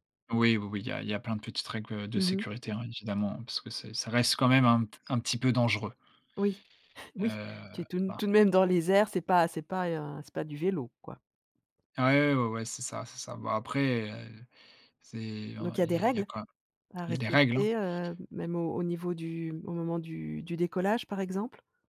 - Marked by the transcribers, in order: chuckle
- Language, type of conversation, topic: French, podcast, Peux-tu me parler d’un loisir que tu pratiques souvent et m’expliquer pourquoi tu l’aimes autant ?